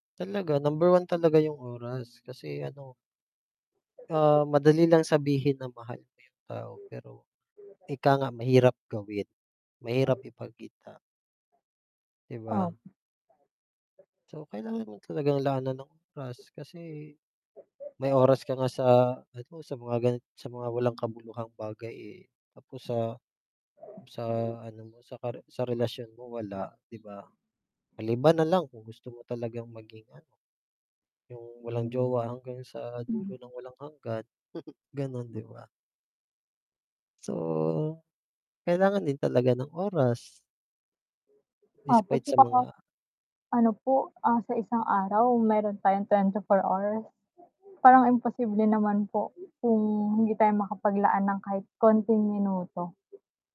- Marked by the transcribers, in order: static; distorted speech; mechanical hum; chuckle; background speech
- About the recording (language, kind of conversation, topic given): Filipino, unstructured, Paano mo sinusuportahan ang kapareha mo sa mga hamon sa buhay?